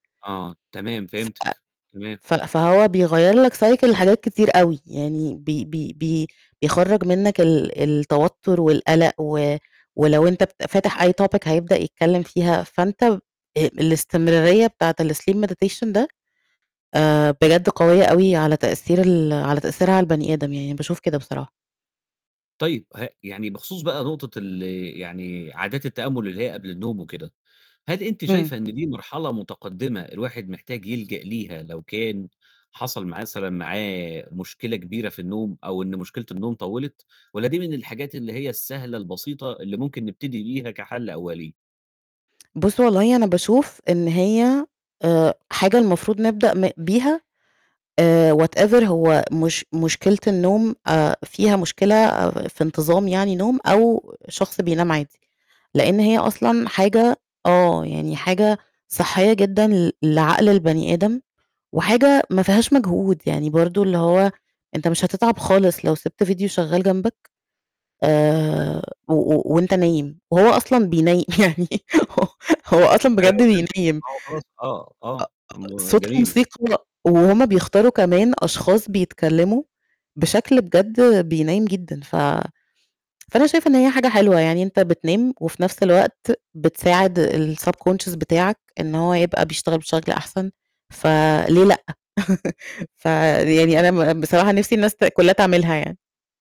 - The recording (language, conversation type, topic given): Arabic, podcast, إزاي بتقدر تحافظ على نوم كويس بشكل منتظم؟
- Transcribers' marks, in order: in English: "cycle"; in English: "topic"; in English: "الSleep Meditation"; static; mechanical hum; "مثلًا" said as "معثلًا"; tsk; tapping; in English: "whatever"; distorted speech; unintelligible speech; laughing while speaking: "بينيِّ يعني، هو هو"; unintelligible speech; other noise; in English: "الSubconscious"; laugh